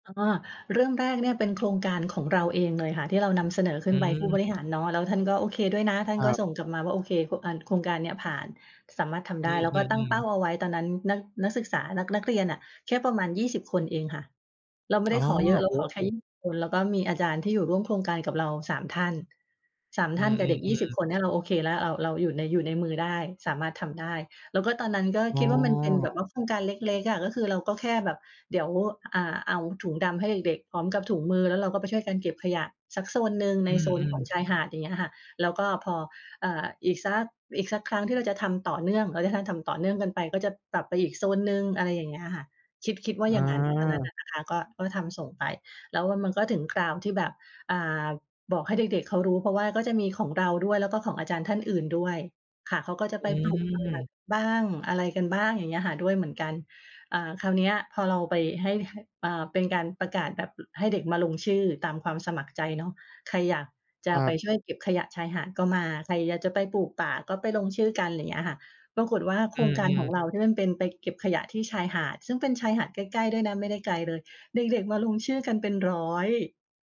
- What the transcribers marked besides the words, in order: none
- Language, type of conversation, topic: Thai, podcast, คุณเคยเข้าร่วมกิจกรรมเก็บขยะหรือกิจกรรมอนุรักษ์สิ่งแวดล้อมไหม และช่วยเล่าให้ฟังได้ไหม?